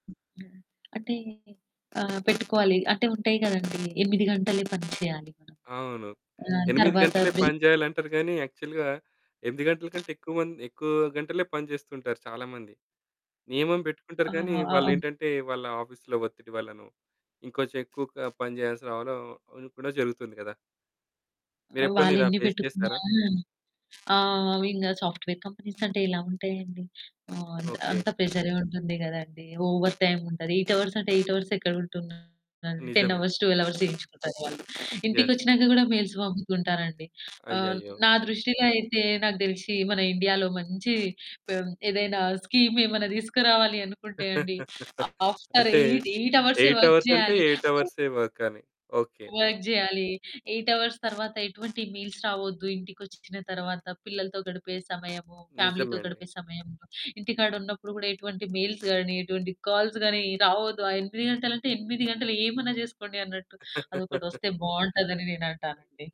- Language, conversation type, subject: Telugu, podcast, పని, విశ్రాంతి మధ్య సమతుల్యం కోసం మీరు పాటించే ప్రధాన నియమం ఏమిటి?
- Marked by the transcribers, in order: unintelligible speech; mechanical hum; in English: "యాక్చువల్‌గా"; in English: "ఆఫీస్‌లో"; in English: "ఫేస్"; other background noise; in English: "సాఫ్ట్‌వేర్ కంపెనీస్"; in English: "ఓవర్"; in English: "ఎయిట్ అవర్స్"; in English: "ఎయిట్ అవర్స్"; distorted speech; in English: "టెన్ అవర్స్, ట్వెల్వ్ అవర్స్"; in English: "యెస్"; in English: "మెయిల్స్"; in English: "స్కీమ్"; chuckle; in English: "ఎయిట్ అవర్స్"; in English: "ఆఫ్టర్ ఎయిట్ ఎయిట్ అవర్స్ వర్క్"; in English: "ఎయిట్ అవర్స్"; in English: "వర్క్"; in English: "ఎయిట్ అవర్స్"; in English: "మెయిల్స్"; in English: "ఫ్యామిలీతో"; in English: "మెయిల్స్"; in English: "కాల్స్"; chuckle